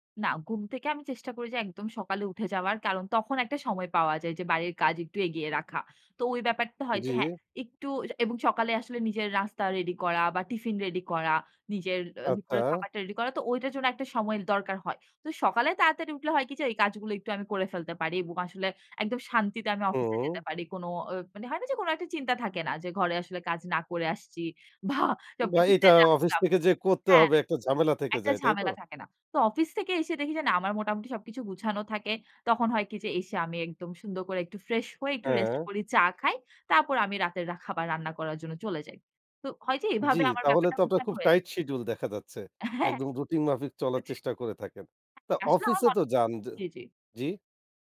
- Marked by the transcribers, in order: laughing while speaking: "ভা সবকিছু ফেলে আসলাম"; laughing while speaking: "হ্যাঁ"; other noise
- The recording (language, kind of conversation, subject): Bengali, podcast, আপনি কীভাবে কাজ আর বাড়ির দায়িত্বের মধ্যে ভারসাম্য বজায় রাখেন?